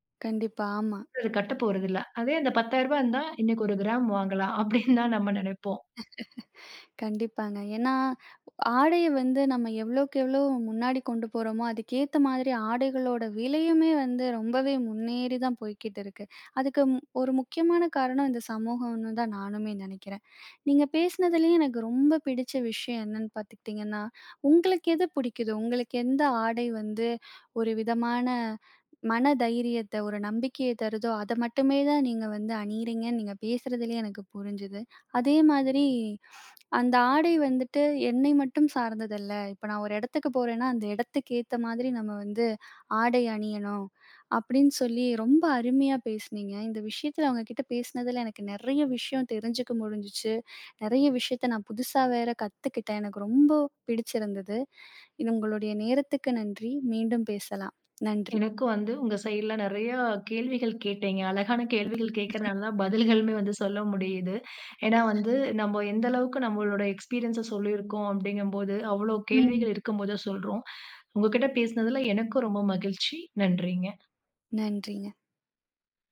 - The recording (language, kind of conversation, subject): Tamil, podcast, உங்கள் ஆடைகள் உங்கள் தன்னம்பிக்கையை எப்படிப் பாதிக்கிறது என்று நீங்கள் நினைக்கிறீர்களா?
- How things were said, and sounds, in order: laugh; other background noise; laugh; in English: "எக்ஸ்பீரியன்ஸ"